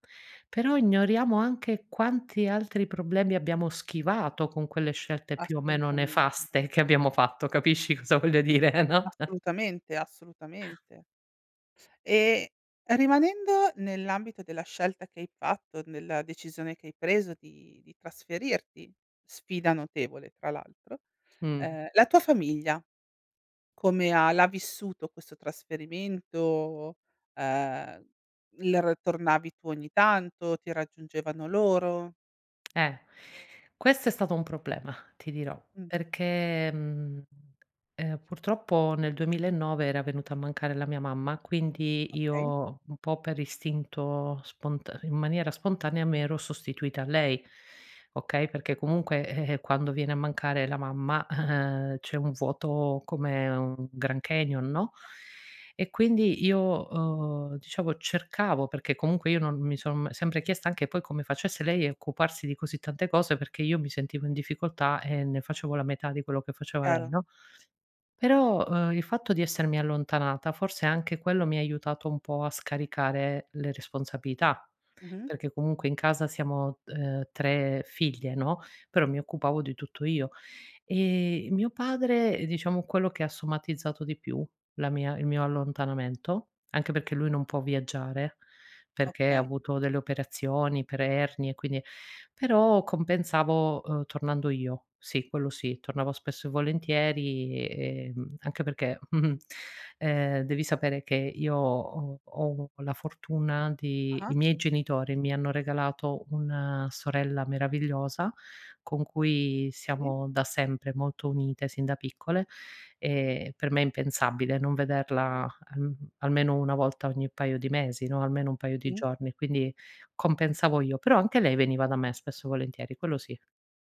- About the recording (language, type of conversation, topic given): Italian, podcast, Qual è stata una sfida che ti ha fatto crescere?
- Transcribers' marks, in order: inhale; laugh; breath; lip smack; inhale; inhale; inhale; chuckle; inhale